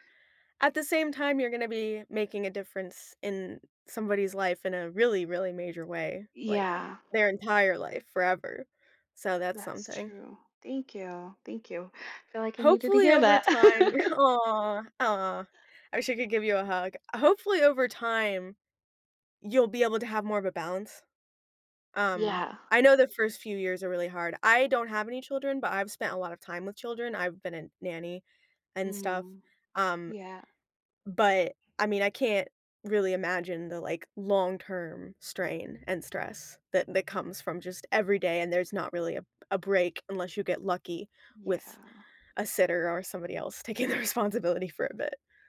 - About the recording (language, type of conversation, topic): English, unstructured, Do you prefer working from home or working in an office?
- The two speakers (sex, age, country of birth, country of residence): female, 30-34, Mexico, United States; female, 30-34, United States, United States
- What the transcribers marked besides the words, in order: other background noise; tapping; laugh; laughing while speaking: "taking the responsibility"